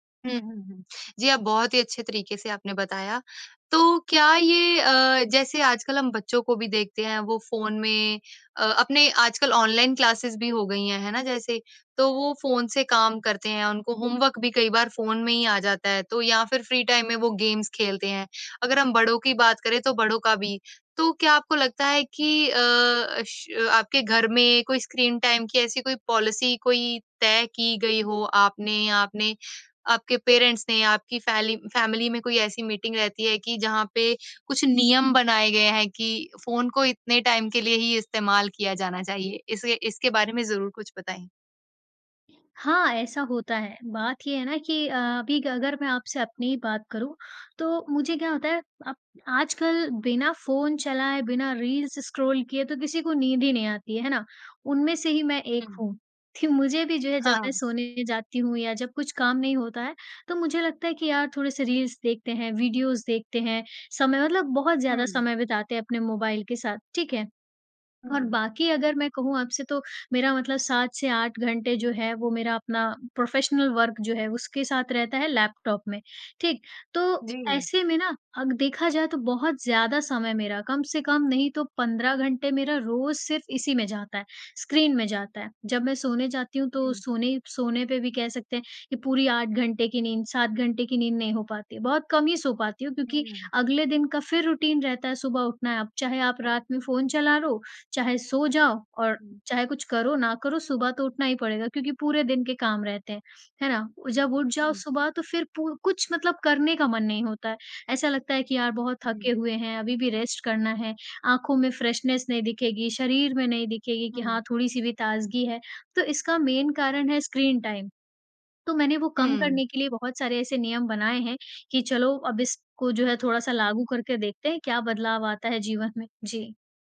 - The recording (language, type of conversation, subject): Hindi, podcast, घर में आप स्क्रीन समय के नियम कैसे तय करते हैं और उनका पालन कैसे करवाते हैं?
- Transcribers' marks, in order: in English: "ऑनलाइन क्लासेज़"; in English: "होमवर्क"; in English: "फ्री टाइम"; in English: "गेम्स"; in English: "स्क्रीन-टाइम"; in English: "पॉलिसी"; in English: "स्क्रॉल"; in English: "प्रोफ़ेशनल वर्क"; in English: "रूटीन"; in English: "रेस्ट"; in English: "फ़्रेशनेस"; in English: "मेन"; in English: "स्क्रीन-टाइम"